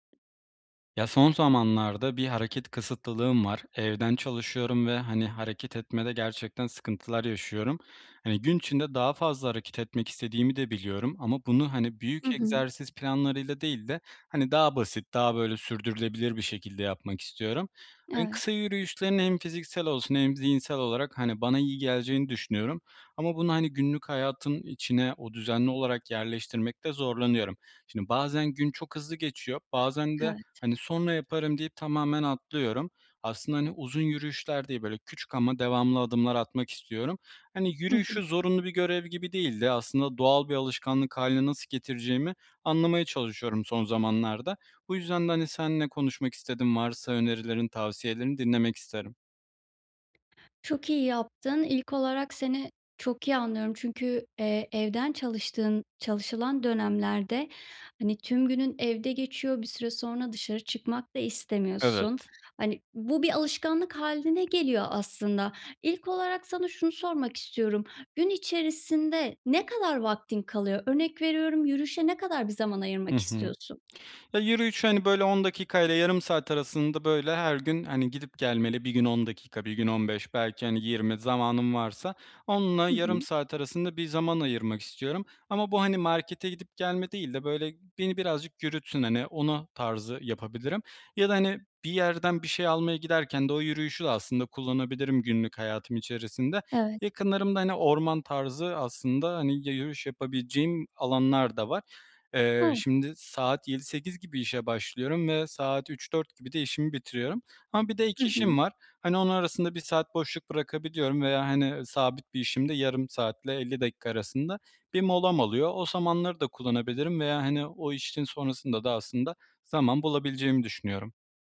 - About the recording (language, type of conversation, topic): Turkish, advice, Kısa yürüyüşleri günlük rutinime nasıl kolayca ve düzenli olarak dahil edebilirim?
- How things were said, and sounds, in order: tapping; other background noise; "zamanları" said as "samanları"